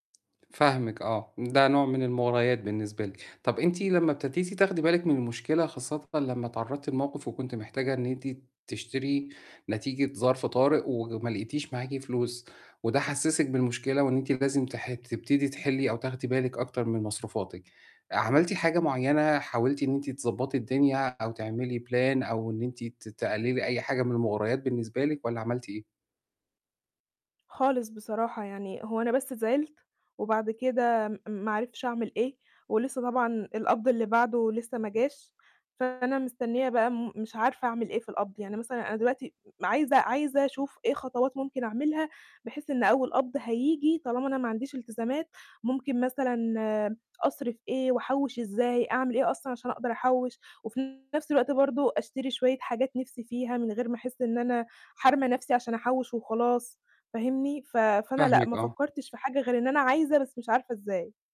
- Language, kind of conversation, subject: Arabic, advice, إزاي أفرق بين اللي أنا عايزه بجد وبين اللي ضروري؟
- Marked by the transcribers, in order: tapping; in English: "plan"; distorted speech